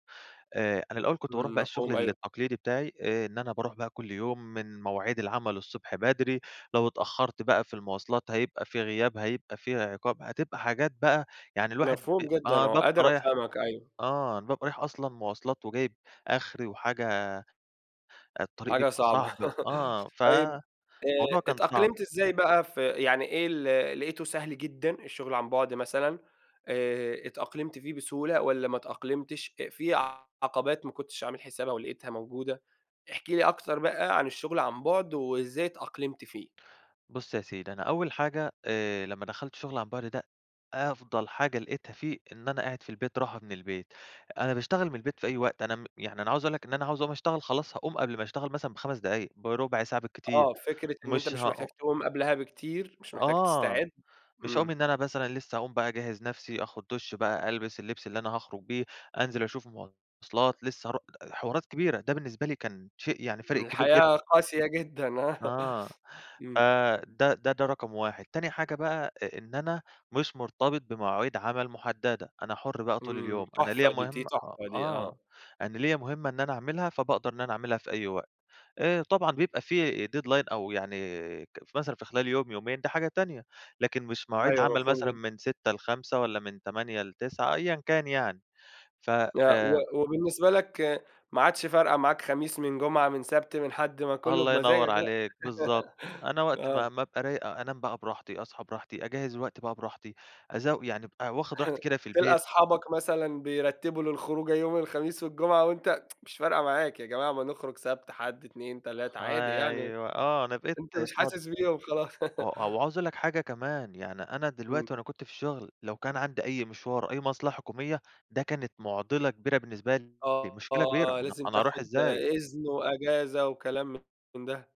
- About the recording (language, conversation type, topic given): Arabic, podcast, إزاي اتأقلمت مع الشغل من البيت؟
- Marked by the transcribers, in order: laugh; laughing while speaking: "آه"; other noise; in English: "deadline"; other background noise; laugh; chuckle; tsk; laugh